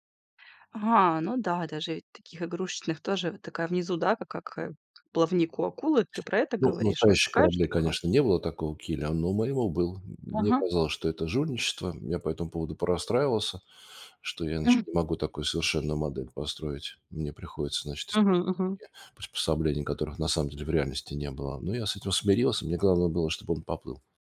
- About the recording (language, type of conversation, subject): Russian, podcast, Расскажи о своей любимой игрушке и о том, почему она для тебя важна?
- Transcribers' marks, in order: none